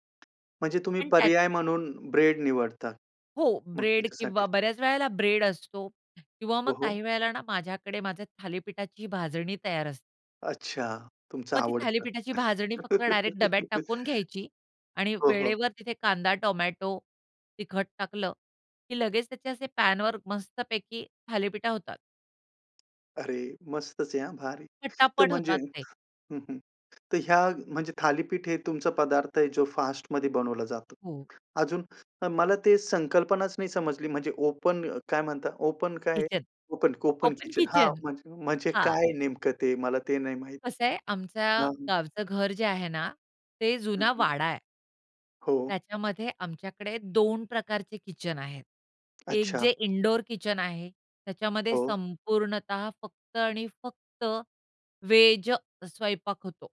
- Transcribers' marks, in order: tapping; laugh; other background noise; stressed: "व्हेज"
- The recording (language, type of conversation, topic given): Marathi, podcast, तू बाहेर स्वयंपाक कसा करतोस, आणि कोणता सोपा पदार्थ पटकन बनवतोस?